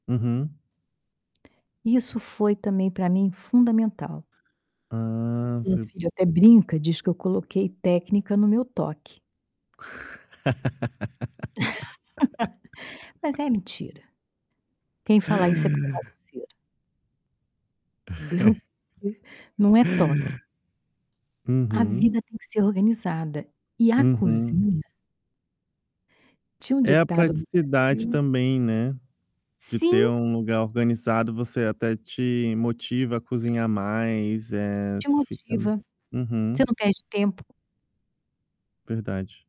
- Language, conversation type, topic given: Portuguese, podcast, Qual é a sua melhor dica para manter a cozinha sempre organizada?
- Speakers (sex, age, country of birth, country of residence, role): female, 65-69, Brazil, Portugal, guest; male, 30-34, Brazil, Netherlands, host
- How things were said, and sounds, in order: static; tapping; other background noise; distorted speech; laugh; chuckle